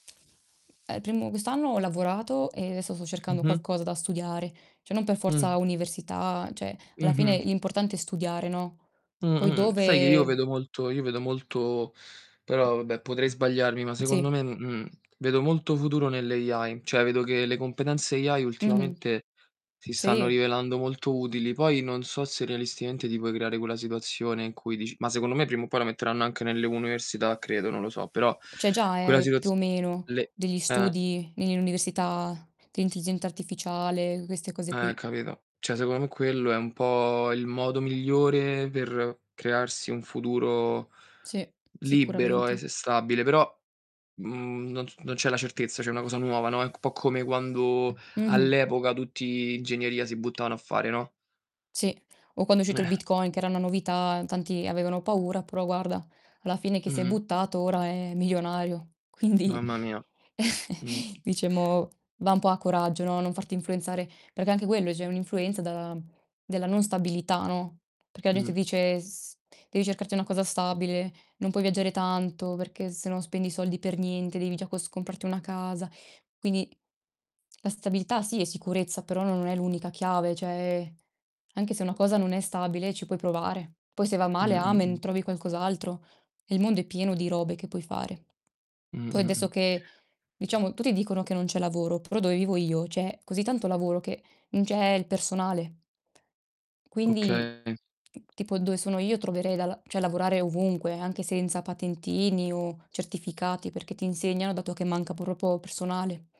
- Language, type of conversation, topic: Italian, unstructured, In che modo la tua famiglia influenza le tue scelte?
- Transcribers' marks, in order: static; distorted speech; "Cioè" said as "ceh"; tapping; "cioè" said as "ceh"; in English: "AI"; "Cioè" said as "ceh"; in English: "AI"; bird; "intelligenza" said as "inteisencia"; "Cioè" said as "ceh"; "cioè" said as "ceh"; other background noise; laughing while speaking: "Quindi"; chuckle; "cioè" said as "ceh"; "Cioè" said as "ceh"; "cioè" said as "ceh"; "proprio" said as "propo"